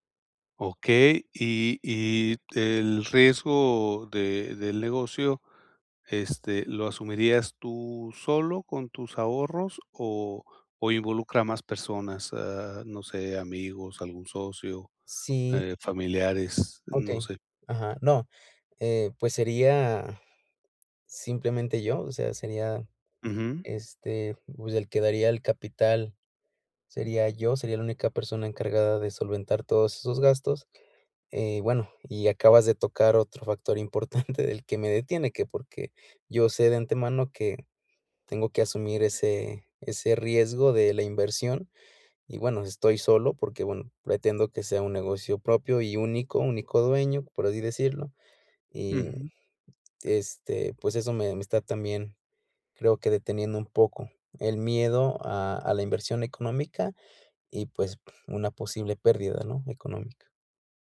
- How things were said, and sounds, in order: laughing while speaking: "importante"
- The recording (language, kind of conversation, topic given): Spanish, advice, Miedo al fracaso y a tomar riesgos